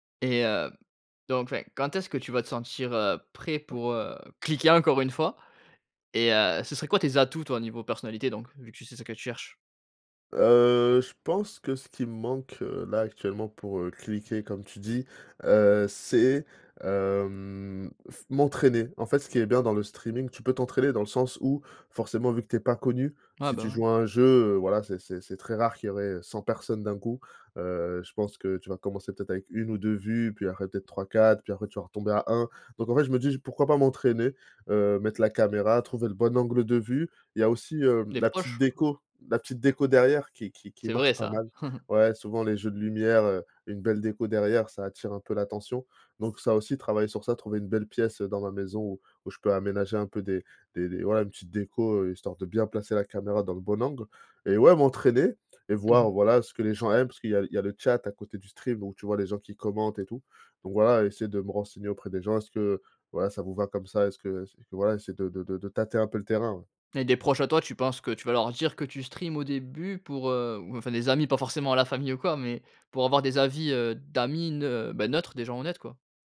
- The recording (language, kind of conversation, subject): French, podcast, Comment transformes-tu une idée vague en projet concret ?
- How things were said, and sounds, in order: other background noise; stressed: "cliquer"; drawn out: "Heu"; tapping; drawn out: "hem"; chuckle; chuckle